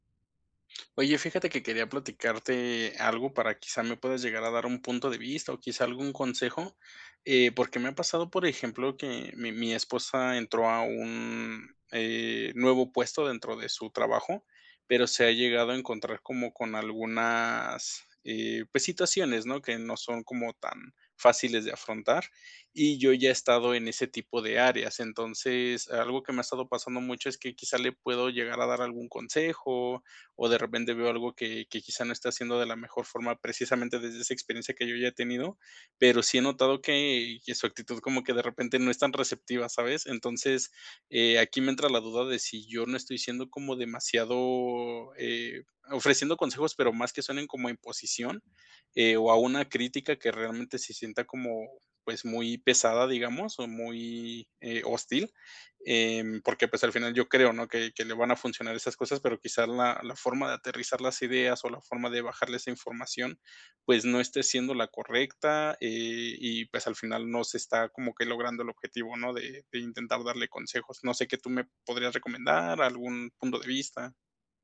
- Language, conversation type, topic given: Spanish, advice, ¿Cómo puedo equilibrar de manera efectiva los elogios y las críticas?
- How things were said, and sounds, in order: none